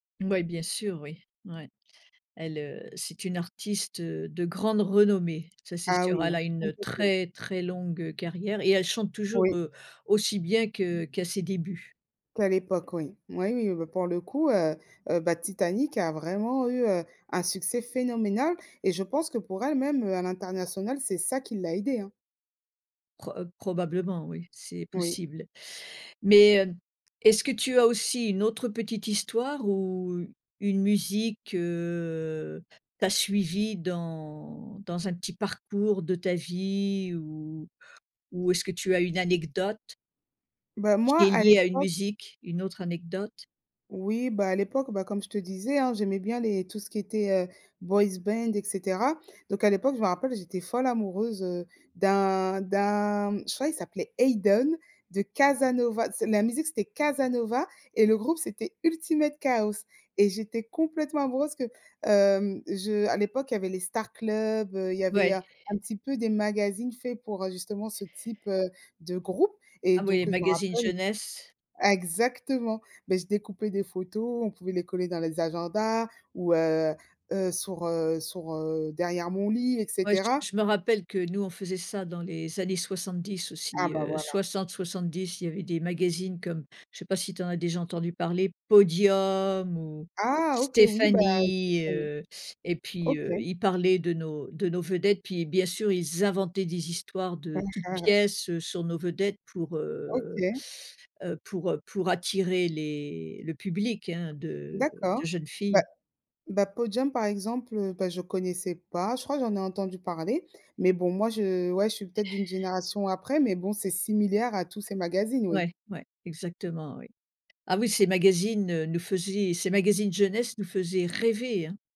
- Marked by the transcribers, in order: in English: "boys band"; "sur" said as "sour"; "sur" said as "sour"; chuckle
- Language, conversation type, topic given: French, podcast, Comment décrirais-tu la bande-son de ta jeunesse ?